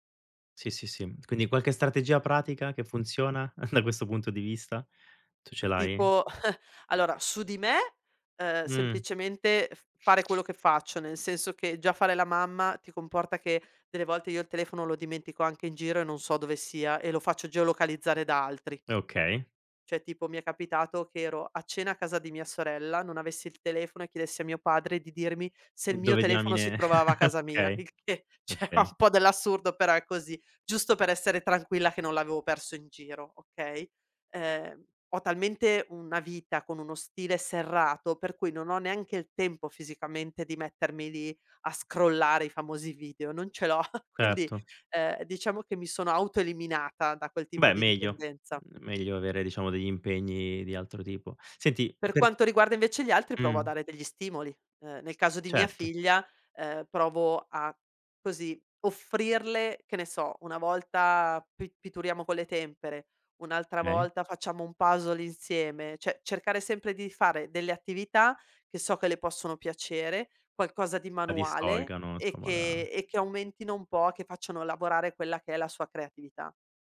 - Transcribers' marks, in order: chuckle; chuckle; "Cioè" said as "ceh"; chuckle; "okay" said as "kay"; tapping; laughing while speaking: "che, cioè, ha un po'"; chuckle; "Okay" said as "kay"; "Cioè" said as "ceh"
- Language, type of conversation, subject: Italian, podcast, Come gestisci schermi e tecnologia prima di andare a dormire?